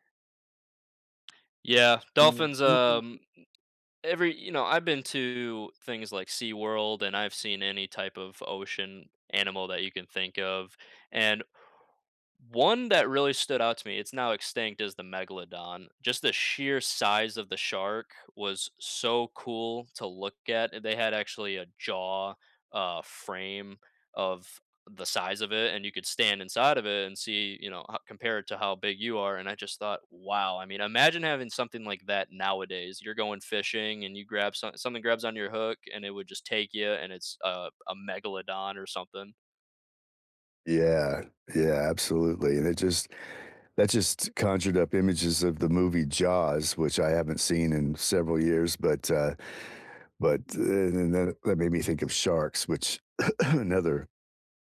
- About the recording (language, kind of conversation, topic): English, unstructured, What makes pets such good companions?
- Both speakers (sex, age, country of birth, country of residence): male, 20-24, United States, United States; male, 60-64, United States, United States
- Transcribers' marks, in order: unintelligible speech; tapping; blowing; throat clearing